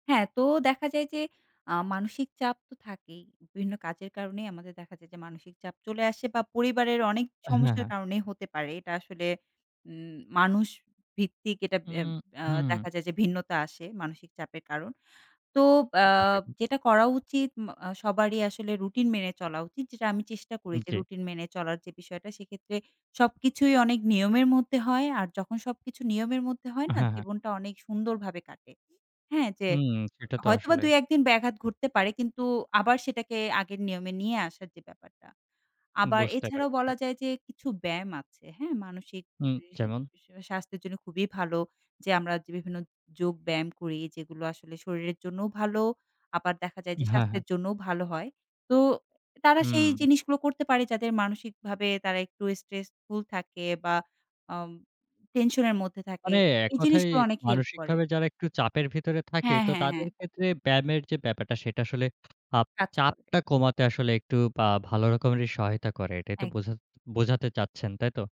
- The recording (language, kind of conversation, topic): Bengali, podcast, ভালো ঘুম আপনার মনের ওপর কী প্রভাব ফেলে, আর এ বিষয়ে আপনার অভিজ্ঞতা কী?
- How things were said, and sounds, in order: unintelligible speech; tsk; tapping; unintelligible speech; other background noise